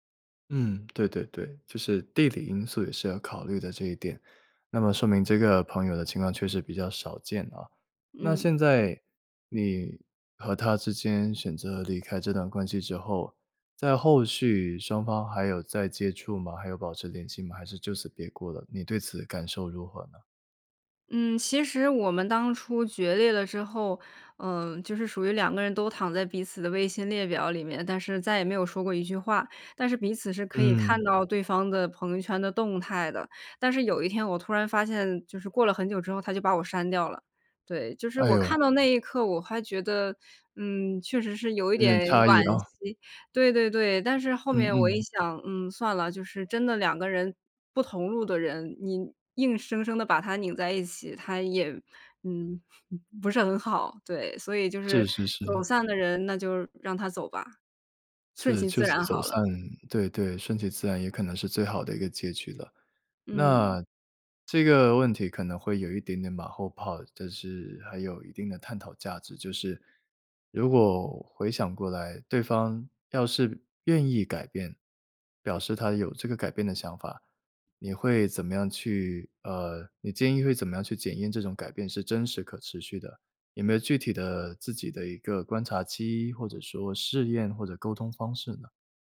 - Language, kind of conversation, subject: Chinese, podcast, 你如何决定是留下还是离开一段关系？
- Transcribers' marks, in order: other background noise; chuckle